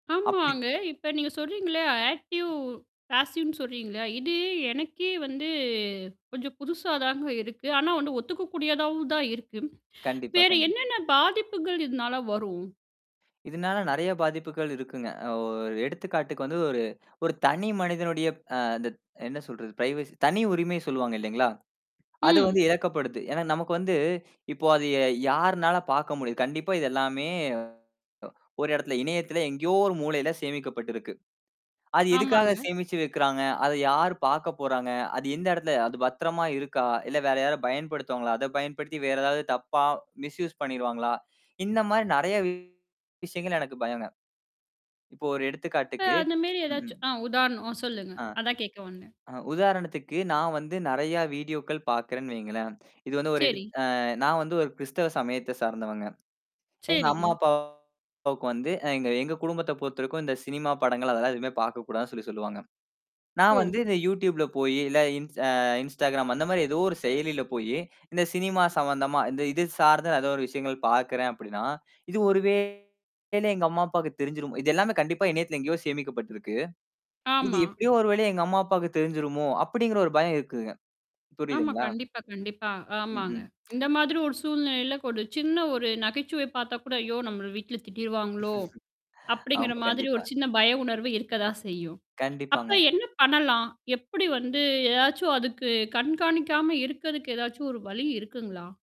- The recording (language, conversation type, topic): Tamil, podcast, இணையத்தில் உங்கள் தடம் பற்றி நீங்கள் கவலைப்படுகிறீர்களா, ஏன் என்று சொல்ல முடியுமா?
- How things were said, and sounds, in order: other noise; mechanical hum; in English: "ஆக்டிவ், ஃபேசீவ்ன்னு"; other background noise; drawn out: "வந்து"; static; drawn out: "ஓ"; in English: "பிரைவசி"; distorted speech; in English: "மிஸ்யூஸ்"; tapping; "ஒரு" said as "கொடு"; chuckle